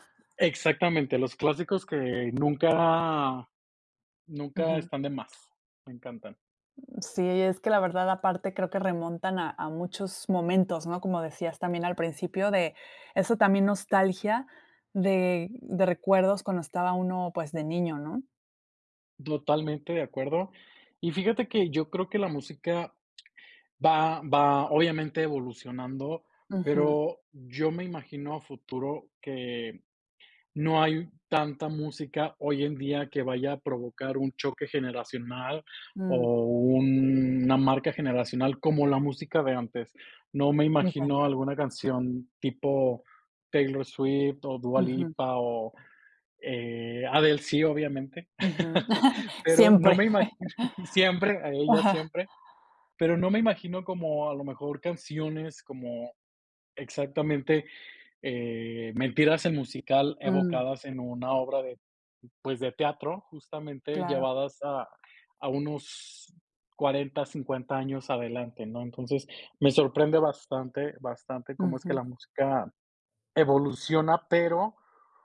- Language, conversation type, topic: Spanish, podcast, ¿Qué música te conecta con recuerdos personales y por qué?
- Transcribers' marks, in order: tapping; other background noise; unintelligible speech; laugh; laughing while speaking: "imagino"; laugh